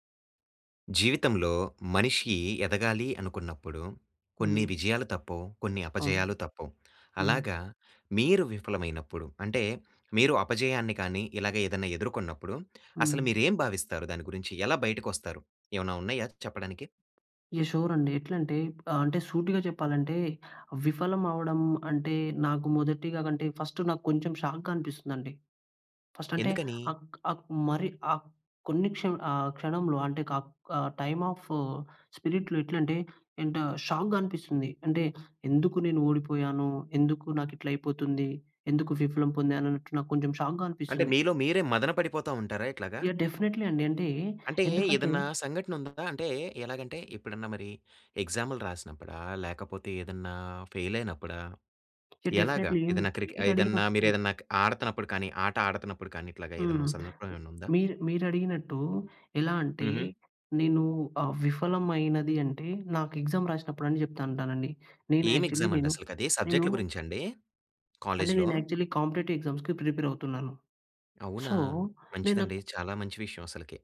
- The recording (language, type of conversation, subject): Telugu, podcast, నువ్వు విఫలమైనప్పుడు నీకు నిజంగా ఏం అనిపిస్తుంది?
- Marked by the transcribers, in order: lip smack; in English: "షూర్"; in English: "ఫస్ట్"; in English: "షాక్‌గా"; in English: "ఫస్ట్"; in English: "టైమ్ ఆఫ్ స్పిరిట్‌లో"; in English: "షాక్‌గా"; sniff; in English: "డెఫినెట్‌లీ"; in English: "ఫెయిల్"; tapping; in English: "డెఫినెట్‌లీ"; other noise; in English: "యాక్చువలి"; in English: "యాక్చువల్లీ కాంపిటీటివ్ ఎక్సామ్స్‌కి ప్రిపేర్"; in English: "సో"